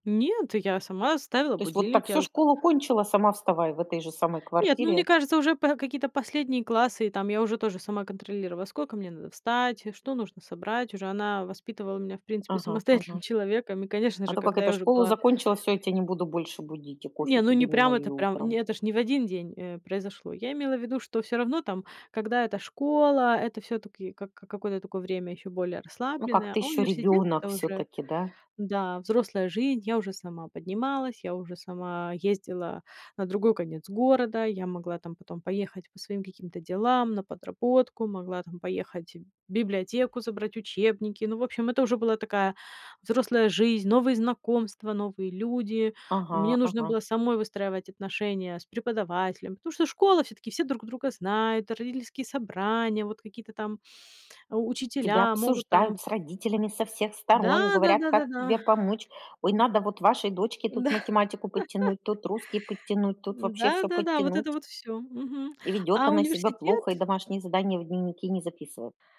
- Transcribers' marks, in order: tapping; chuckle
- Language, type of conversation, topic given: Russian, podcast, Когда ты впервые почувствовал(а) взрослую ответственность?